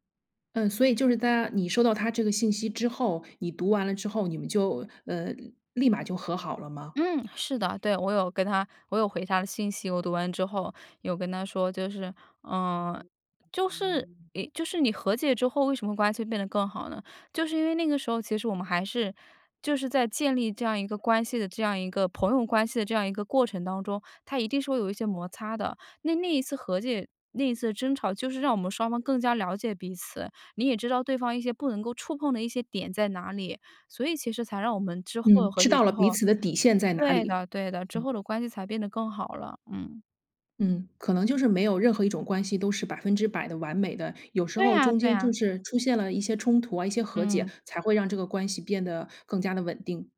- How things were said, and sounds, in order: "她" said as "搭"
- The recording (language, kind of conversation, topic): Chinese, podcast, 有没有一次和解让关系变得更好的例子？